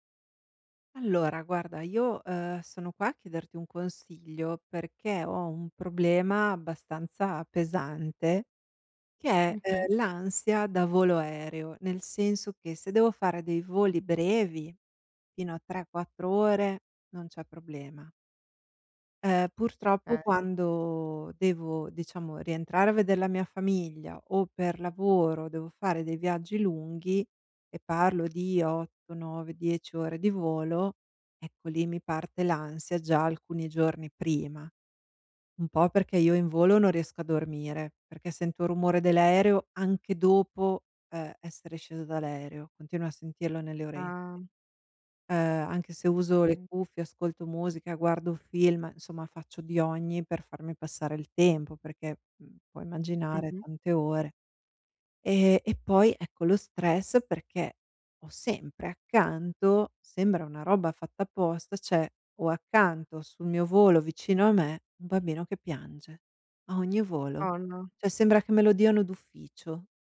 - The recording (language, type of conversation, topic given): Italian, advice, Come posso gestire lo stress e l’ansia quando viaggio o sono in vacanza?
- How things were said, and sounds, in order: "Okay" said as "kay"; other background noise; "Okay" said as "kay"; stressed: "sempre accanto"